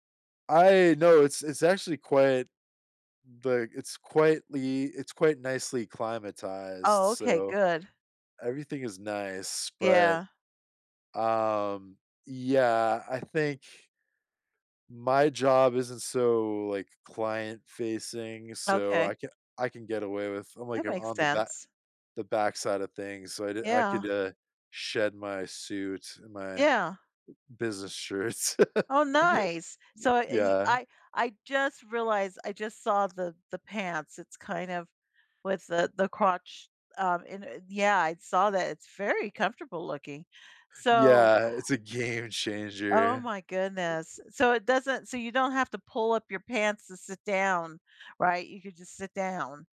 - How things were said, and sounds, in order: chuckle; other background noise
- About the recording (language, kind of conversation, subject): English, unstructured, How has your approach to dressing changed as you try to balance comfort and style?
- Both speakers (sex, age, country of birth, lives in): female, 65-69, United States, United States; male, 35-39, United States, United States